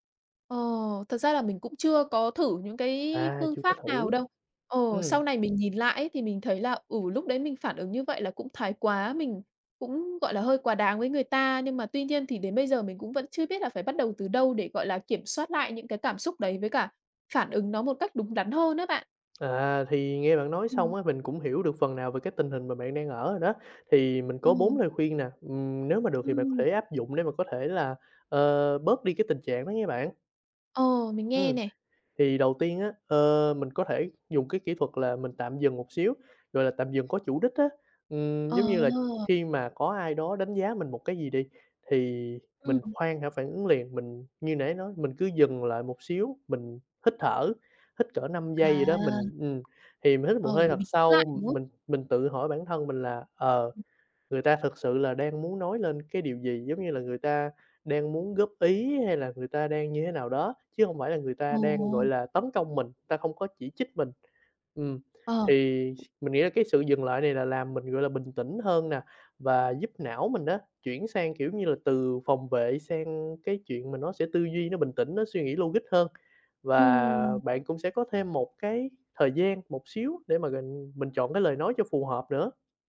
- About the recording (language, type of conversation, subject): Vietnamese, advice, Làm sao để tiếp nhận lời chỉ trích mà không phản ứng quá mạnh?
- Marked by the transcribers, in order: other background noise; tapping; "mình-" said as "ghình"